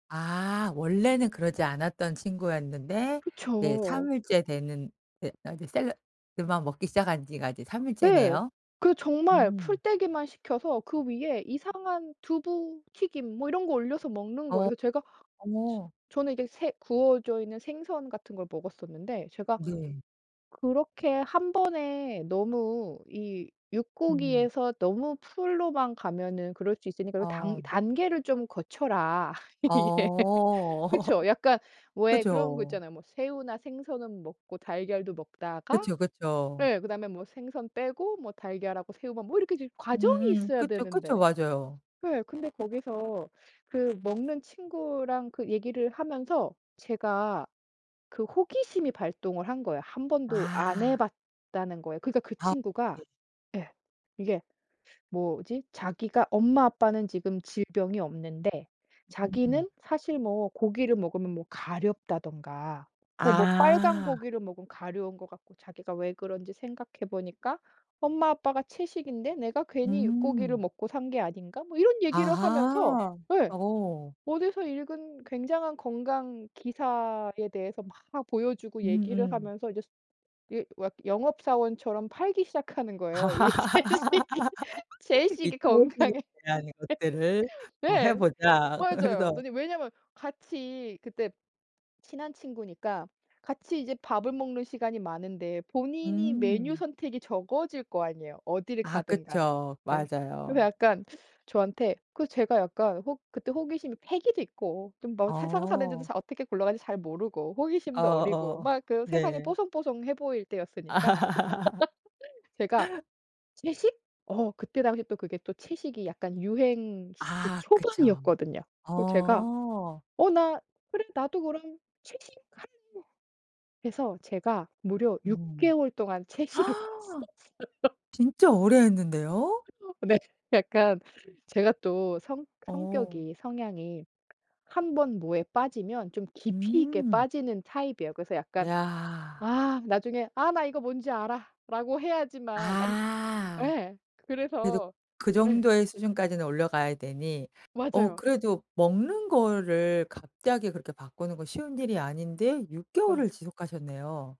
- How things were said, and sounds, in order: other background noise; laugh; laughing while speaking: "예"; laugh; laugh; laughing while speaking: "채식이, 채식이 건강에"; laugh; laughing while speaking: "그래서"; laugh; gasp; laughing while speaking: "채식을 했었어요"; unintelligible speech; laughing while speaking: "네"; tapping
- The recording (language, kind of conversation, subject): Korean, podcast, 샐러드만 먹으면 정말 건강해질까요?